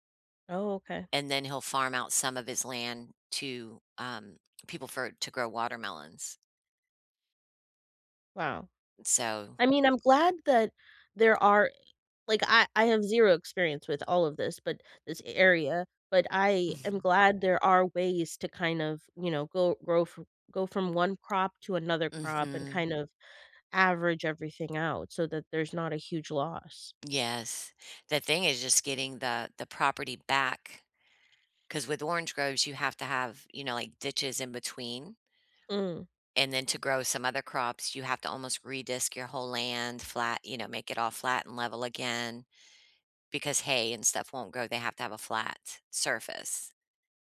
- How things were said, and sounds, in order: tapping; chuckle
- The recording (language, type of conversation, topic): English, unstructured, How do you deal with the fear of losing your job?